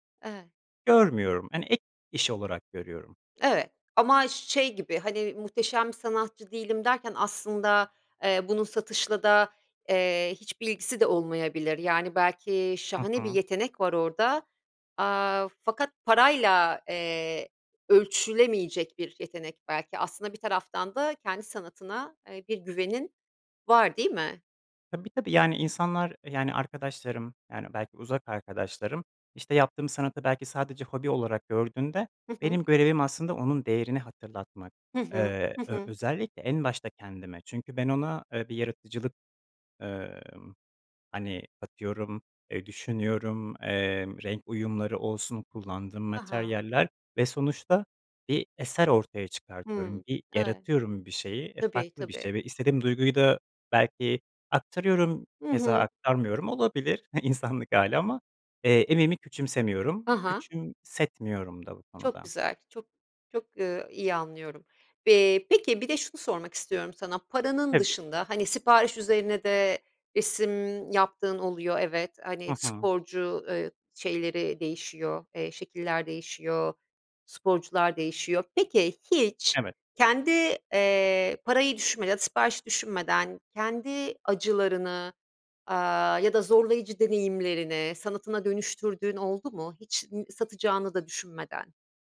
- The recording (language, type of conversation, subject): Turkish, podcast, Sanat ve para arasında nasıl denge kurarsın?
- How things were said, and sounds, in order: stressed: "ölçülemeyecek"; chuckle